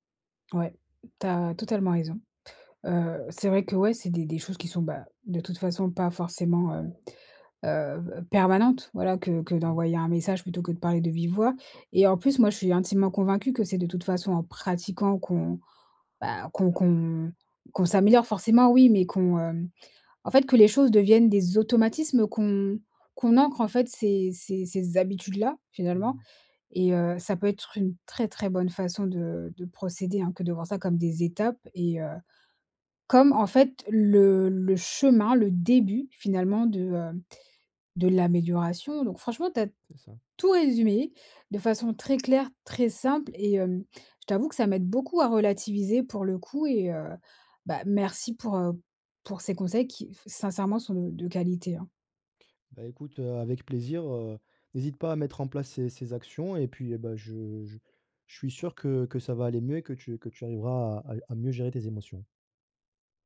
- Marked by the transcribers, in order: stressed: "pratiquant"; stressed: "chemin"; stressed: "très"
- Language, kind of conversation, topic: French, advice, Comment communiquer quand les émotions sont vives sans blesser l’autre ni soi-même ?